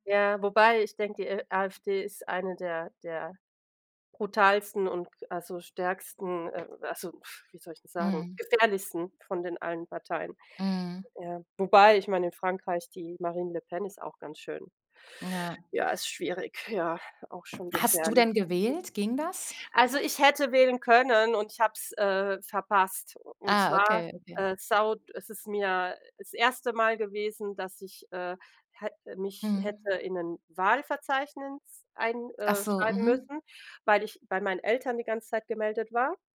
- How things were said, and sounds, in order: tapping; other noise; inhale; other background noise; unintelligible speech
- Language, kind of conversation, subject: German, unstructured, Wie bist du auf Reisen mit unerwarteten Rückschlägen umgegangen?